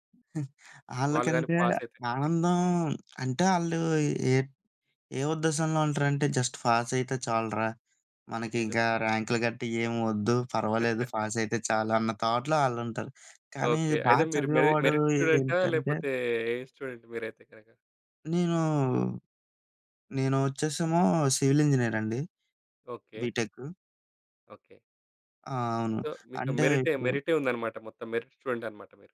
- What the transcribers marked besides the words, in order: giggle; in English: "జస్ట్"; other background noise; laugh; in English: "థాట్‌లో"; in English: "మెరిట్"; in English: "స్టూడెంట్"; in English: "బీటెక్"; in English: "సో"; in English: "మెరిట్"
- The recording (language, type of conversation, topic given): Telugu, podcast, మీ పని చేస్తున్నప్పుడు నిజంగా ఆనందంగా అనిపిస్తుందా?